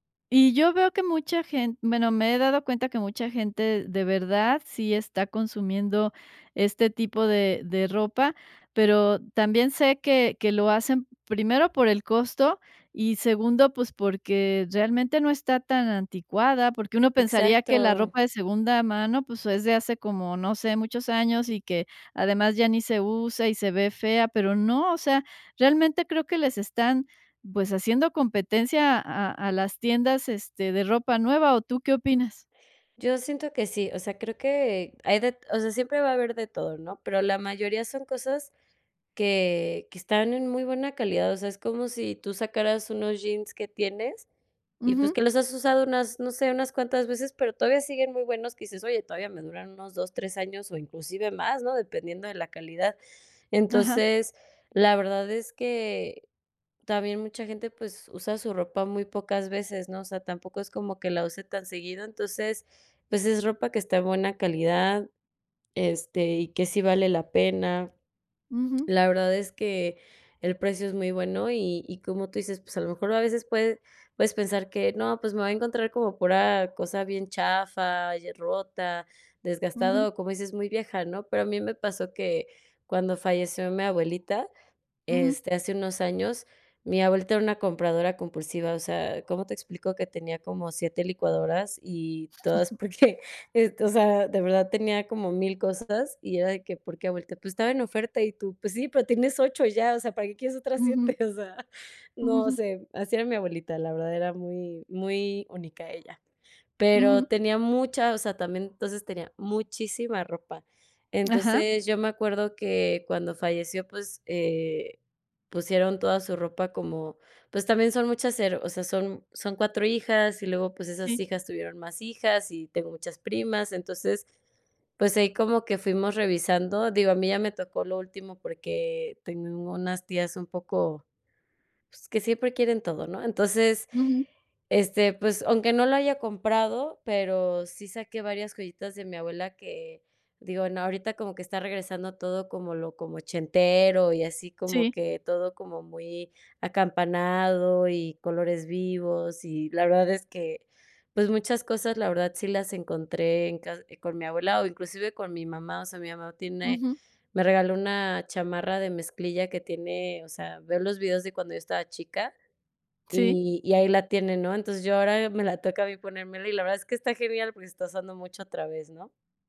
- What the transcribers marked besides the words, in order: chuckle; laughing while speaking: "porque"; chuckle; laughing while speaking: "O sea"
- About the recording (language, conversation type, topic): Spanish, podcast, ¿Qué opinas sobre comprar ropa de segunda mano?